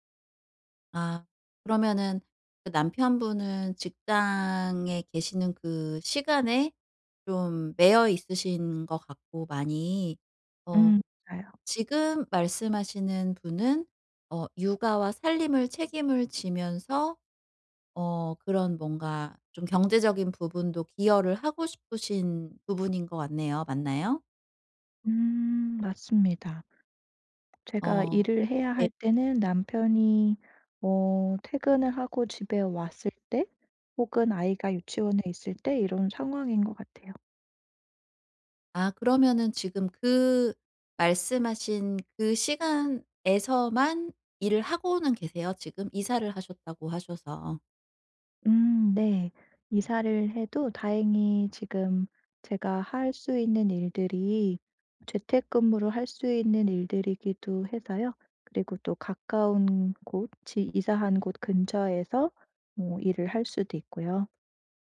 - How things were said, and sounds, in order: other background noise
- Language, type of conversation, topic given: Korean, advice, 경제적 불안 때문에 잠이 안 올 때 어떻게 관리할 수 있을까요?